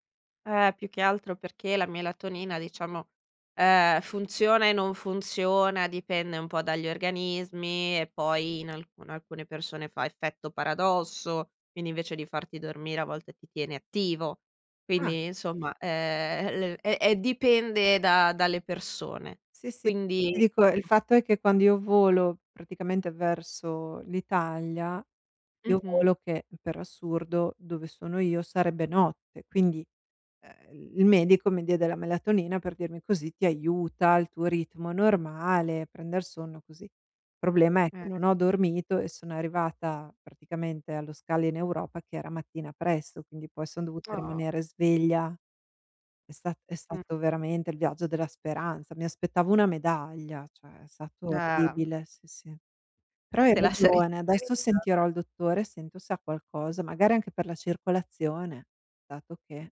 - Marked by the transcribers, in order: unintelligible speech; laughing while speaking: "saresti"; unintelligible speech
- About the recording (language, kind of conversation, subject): Italian, advice, Come posso gestire lo stress e l’ansia quando viaggio o sono in vacanza?